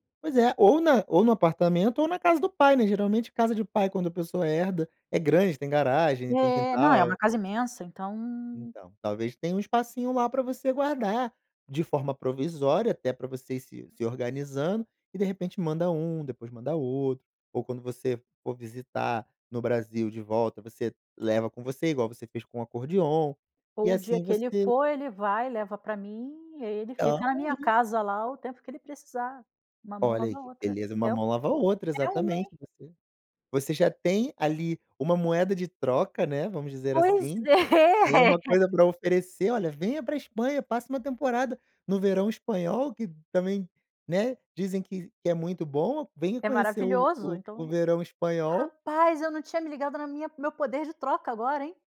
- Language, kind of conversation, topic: Portuguese, advice, Como lidar com o acúmulo de objetos depois de uma mudança ou de morar em um espaço apertado?
- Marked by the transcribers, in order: unintelligible speech; unintelligible speech; laughing while speaking: "é"